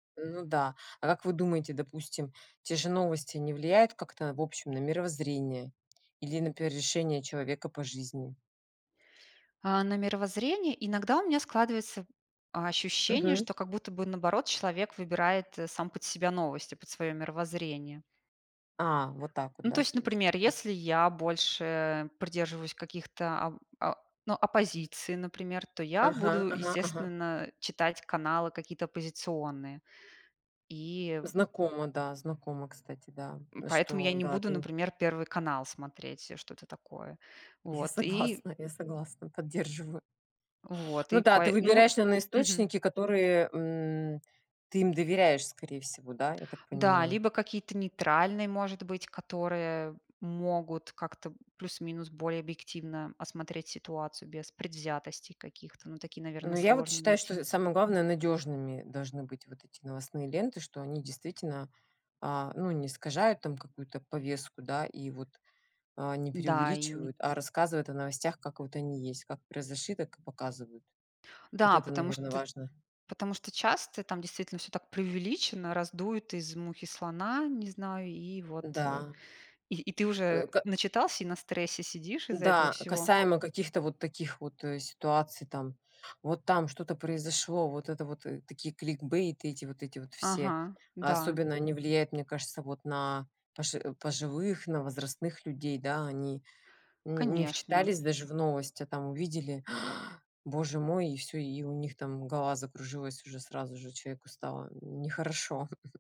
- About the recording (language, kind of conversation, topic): Russian, unstructured, Почему важно оставаться в курсе событий мира?
- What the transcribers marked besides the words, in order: laughing while speaking: "Я согласна"; gasp; chuckle